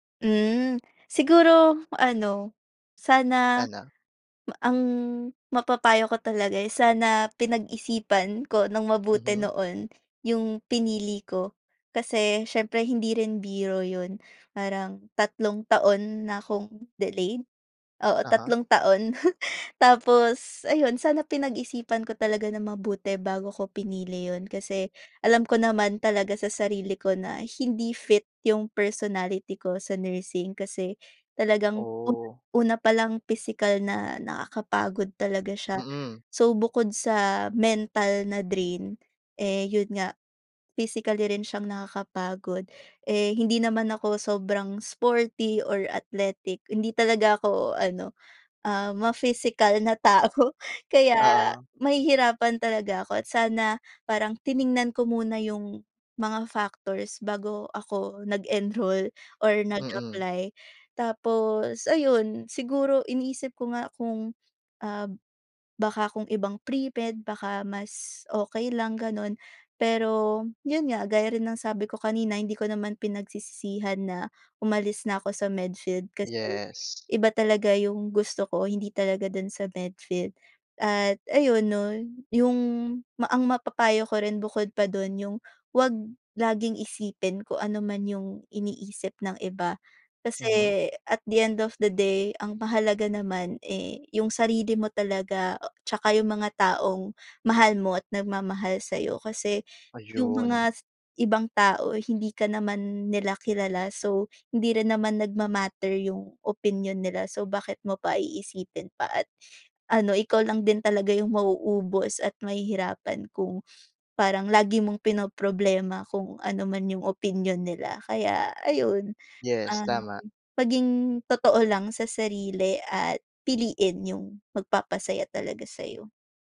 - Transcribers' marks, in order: other background noise; tongue click; chuckle; tapping; laughing while speaking: "tao"
- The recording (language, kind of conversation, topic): Filipino, podcast, Paano mo hinaharap ang pressure mula sa opinyon ng iba tungkol sa desisyon mo?